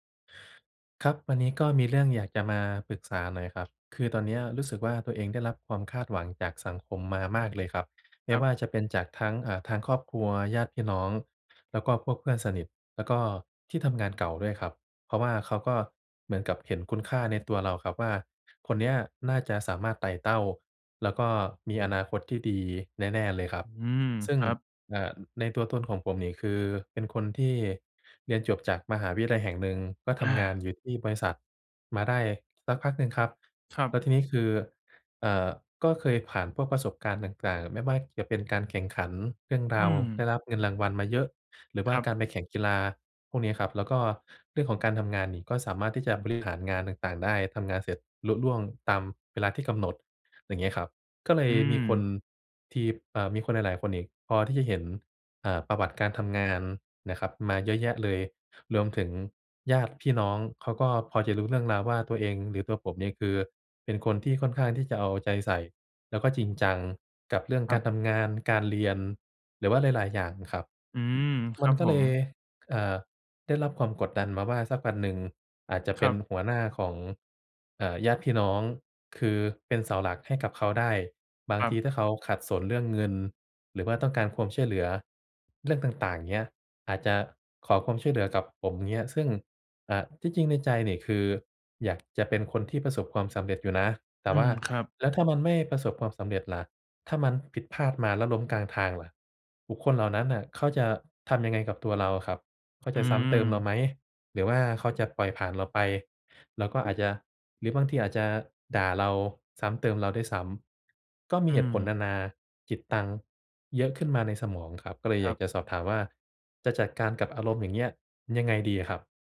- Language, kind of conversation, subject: Thai, advice, ฉันจะรักษาความเป็นตัวของตัวเองท่ามกลางความคาดหวังจากสังคมและครอบครัวได้อย่างไรเมื่อรู้สึกสับสน?
- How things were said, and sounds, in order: other noise